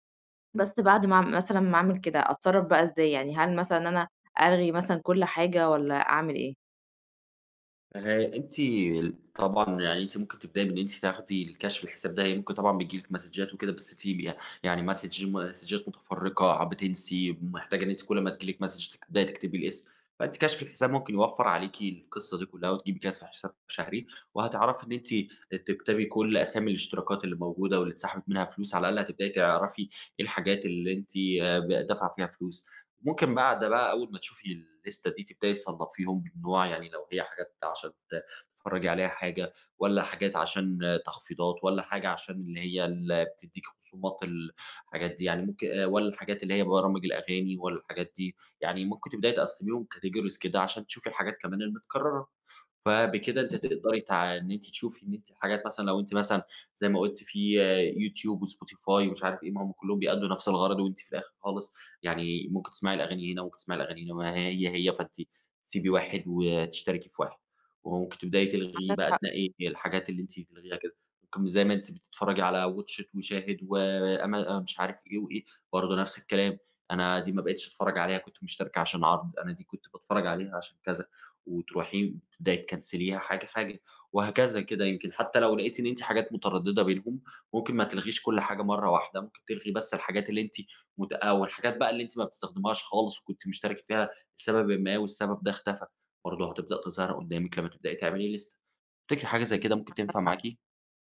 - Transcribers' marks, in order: in English: "مسدچات"; in English: "مسدچ مسدچات"; in English: "مسدچ"; in English: "اللِيسْتَة"; in English: "categories"; in English: "تكنسليها"; in English: "لِيسْتَة"
- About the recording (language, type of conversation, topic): Arabic, advice, إزاي أفتكر وأتتبع كل الاشتراكات الشهرية المتكررة اللي بتسحب فلوس من غير ما آخد بالي؟
- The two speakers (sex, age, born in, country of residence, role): female, 30-34, Egypt, Egypt, user; male, 30-34, Egypt, Germany, advisor